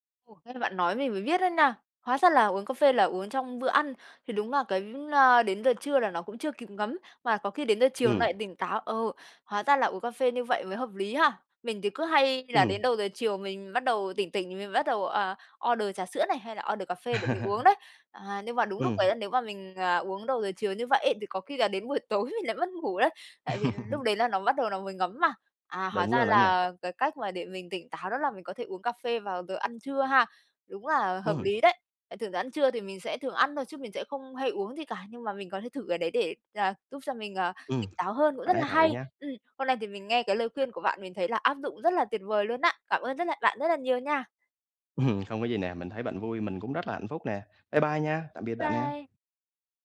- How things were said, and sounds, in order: tapping; background speech; laugh; laughing while speaking: "buổi tối mình lại"; laugh; other background noise
- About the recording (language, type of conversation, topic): Vietnamese, advice, Làm sao để không cảm thấy uể oải sau khi ngủ ngắn?